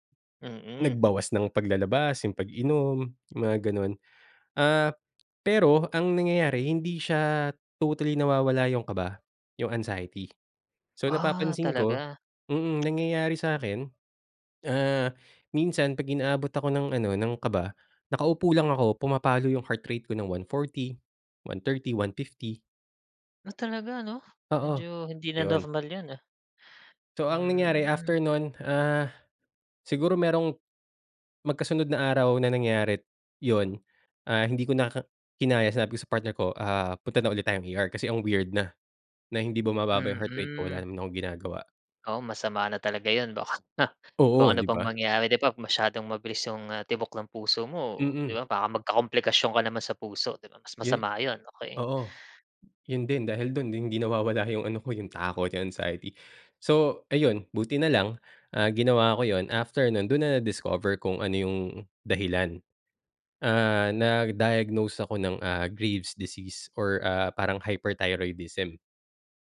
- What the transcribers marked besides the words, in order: laughing while speaking: "baka"; in English: "grave disease"; in English: "hyperthyroidism"
- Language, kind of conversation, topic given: Filipino, podcast, Kapag nalampasan mo na ang isa mong takot, ano iyon at paano mo ito hinarap?